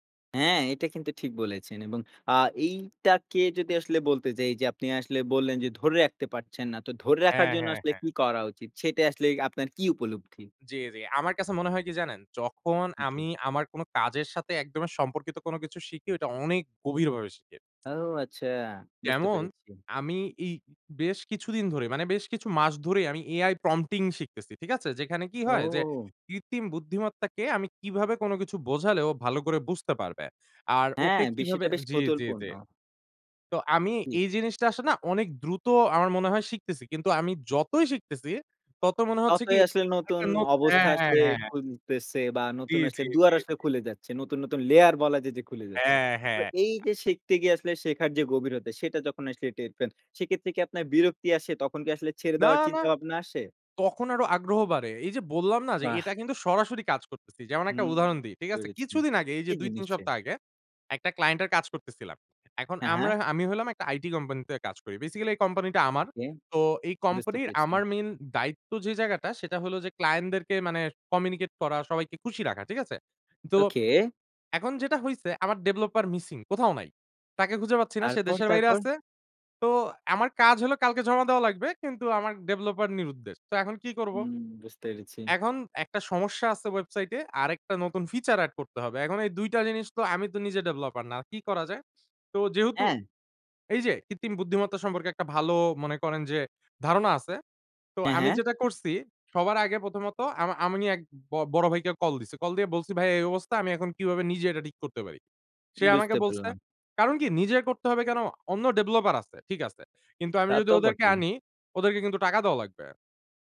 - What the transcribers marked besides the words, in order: tapping; in English: "AI prompting"; in English: "লেয়ার"; "পান" said as "পেন"; in English: "developer missing"
- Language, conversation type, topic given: Bengali, podcast, ব্যস্ত জীবনে আপনি শেখার জন্য সময় কীভাবে বের করেন?